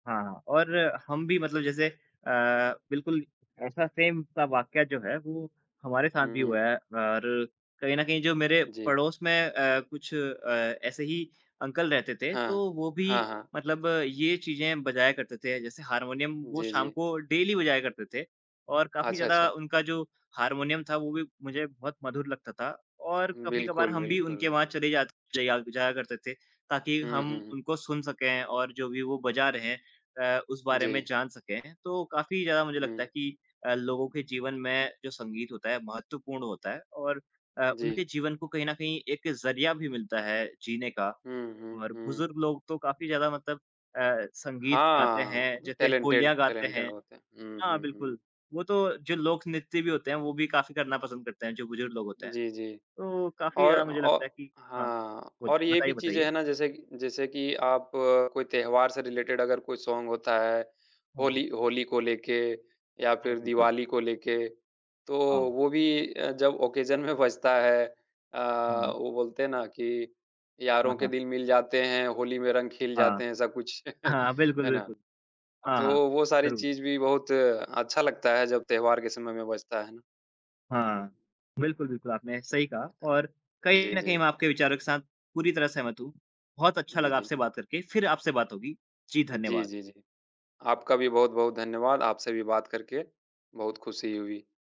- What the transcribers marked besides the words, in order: in English: "सेम"; in English: "डेली"; in English: "टैलेंटेड टैलेंटेड"; in English: "रिलेटेड"; in English: "सॉन्ग"; in English: "ओकेशन"; laughing while speaking: "बजता"; chuckle; other noise
- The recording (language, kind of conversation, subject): Hindi, unstructured, आपका पसंदीदा गाना कौन सा है और आपको वह क्यों पसंद है?